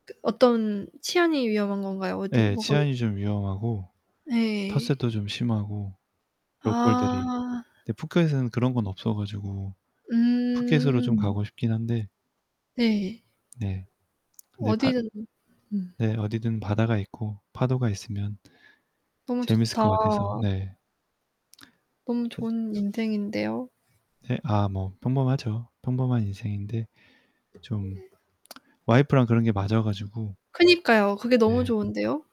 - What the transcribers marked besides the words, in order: static; distorted speech; other background noise; tapping; lip smack; other noise
- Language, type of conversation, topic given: Korean, unstructured, 취미를 하면서 가장 큰 행복을 느꼈던 순간은 언제였나요?